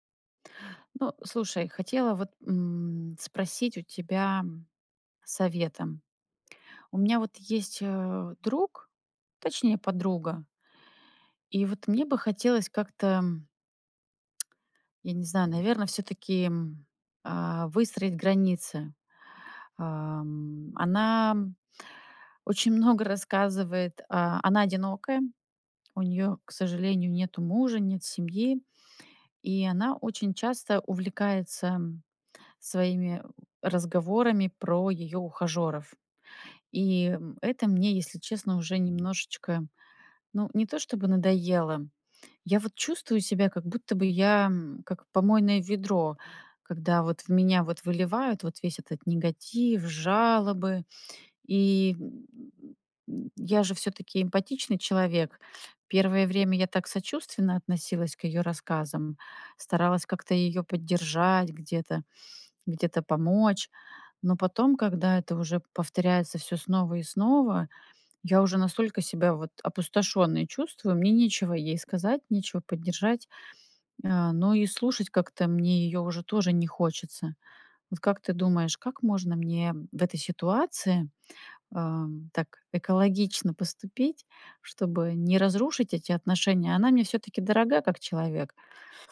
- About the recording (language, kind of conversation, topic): Russian, advice, Как мне правильно дистанцироваться от токсичного друга?
- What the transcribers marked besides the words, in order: lip smack; tapping